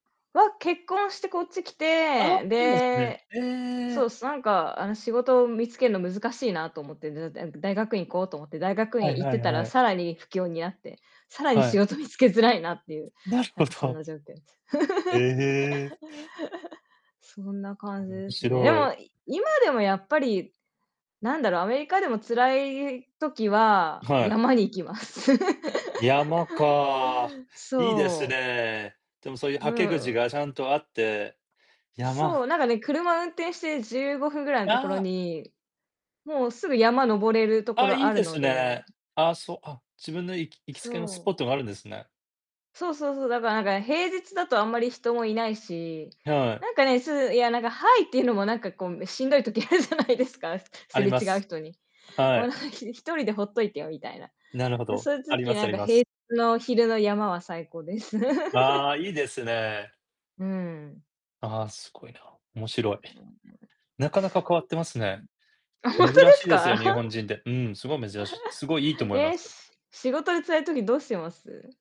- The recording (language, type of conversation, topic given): Japanese, unstructured, 仕事で一番楽しい瞬間はどんなときですか？
- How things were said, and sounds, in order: distorted speech; unintelligible speech; laughing while speaking: "なるほど"; laughing while speaking: "見つけづらいな"; laugh; laugh; laughing while speaking: "あるじゃないですか"; laugh; unintelligible speech; laughing while speaking: "あ、ほんとですか？"; chuckle